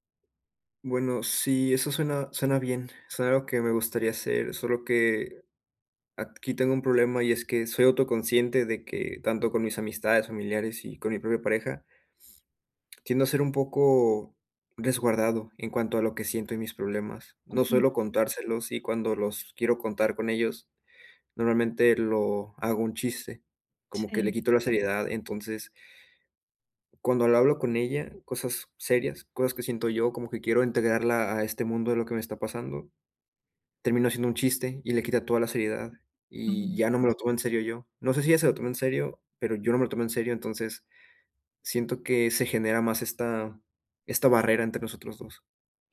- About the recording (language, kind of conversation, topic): Spanish, advice, ¿Cómo puedo abordar la desconexión emocional en una relación que antes era significativa?
- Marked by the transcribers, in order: sniff